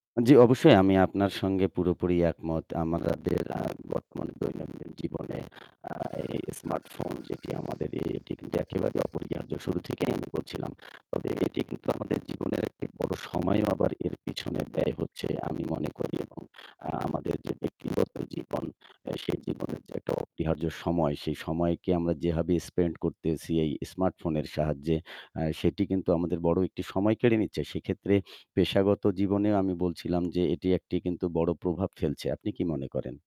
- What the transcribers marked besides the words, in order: static; distorted speech; "আমাদের" said as "আমাআদের"; in English: "spend"; other background noise
- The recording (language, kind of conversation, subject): Bengali, unstructured, আপনার স্মার্টফোনের সঙ্গে আপনার সম্পর্ক কেমন?